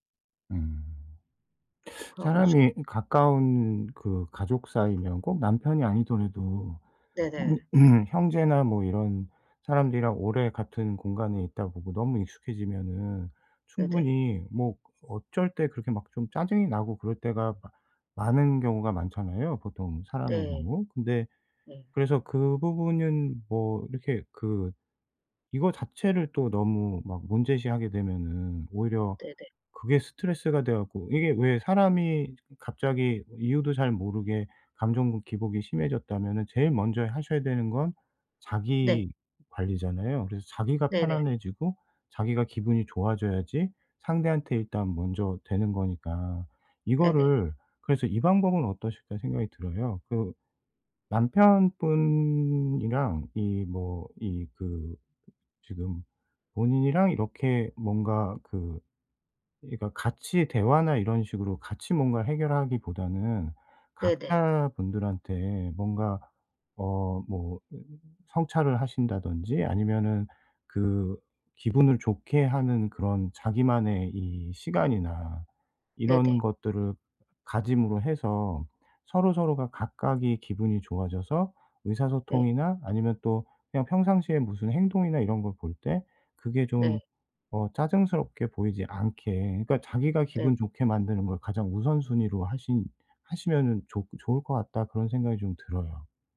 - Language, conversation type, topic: Korean, advice, 감정을 더 잘 조절하고 상대에게 더 적절하게 반응하려면 어떻게 해야 할까요?
- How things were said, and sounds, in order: throat clearing; other background noise